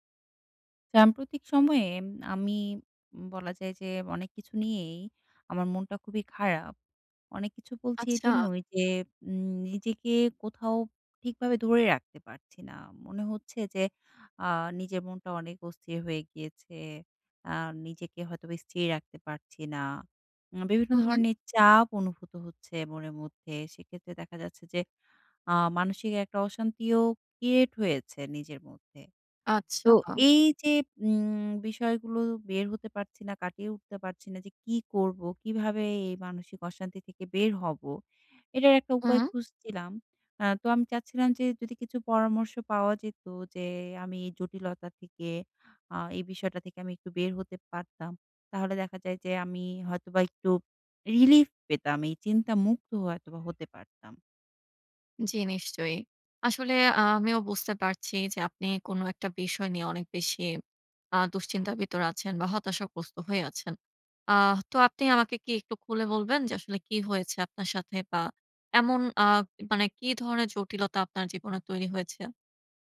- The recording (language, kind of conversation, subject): Bengali, advice, বহু কাজের মধ্যে কীভাবে একাগ্রতা বজায় রেখে কাজ শেষ করতে পারি?
- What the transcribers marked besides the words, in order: horn